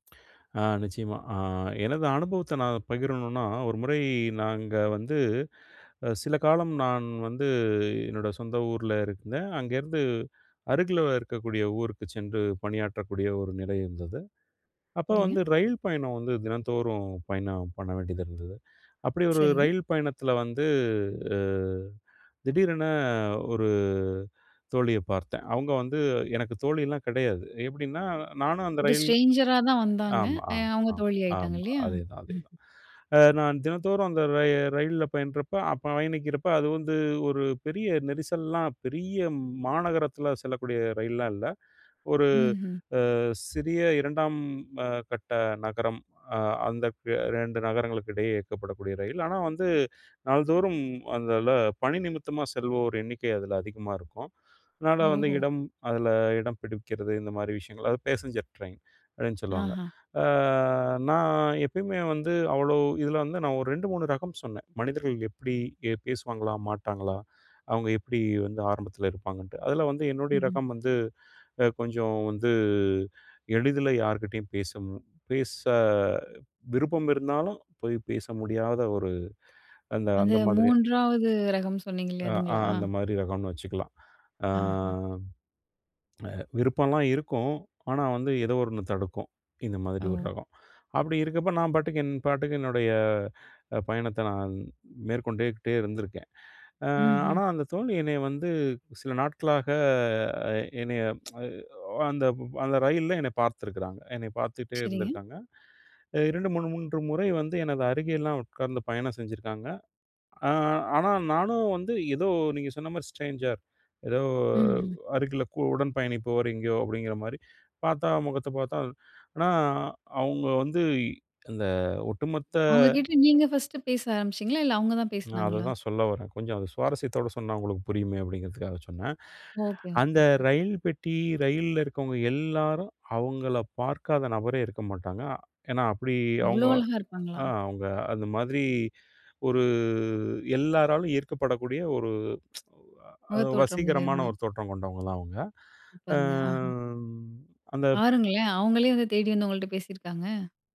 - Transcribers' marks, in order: in English: "ஸ்ட்ரேஞ்சரா"; chuckle; other background noise; unintelligible speech; tsk; tsk; drawn out: "அ"
- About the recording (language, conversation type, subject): Tamil, podcast, புதிய மனிதர்களுடன் உரையாடலை எவ்வாறு தொடங்குவீர்கள்?